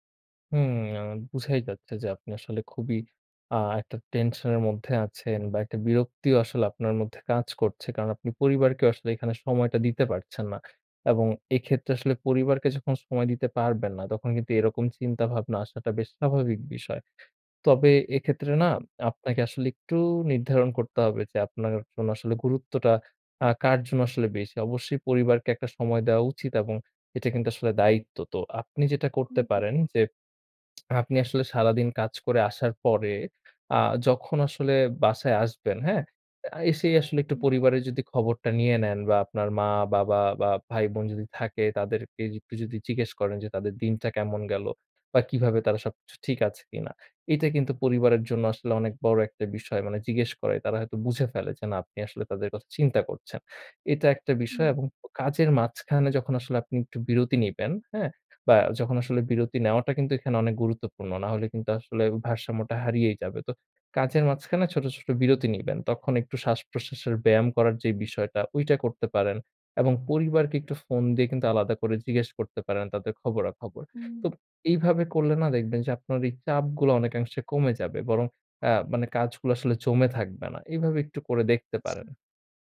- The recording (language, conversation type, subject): Bengali, advice, পরিবার ও কাজের ভারসাম্য নষ্ট হওয়ার ফলে আপনার মানসিক চাপ কীভাবে বেড়েছে?
- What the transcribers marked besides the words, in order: lip smack; inhale